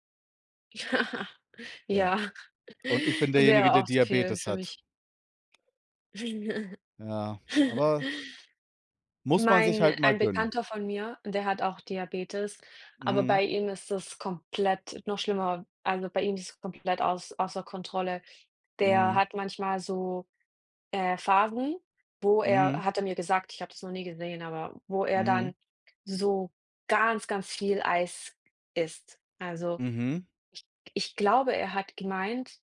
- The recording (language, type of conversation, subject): German, unstructured, Was verbindet dich am meisten mit deiner Kultur?
- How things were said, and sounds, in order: chuckle; laughing while speaking: "Ja"; other background noise; chuckle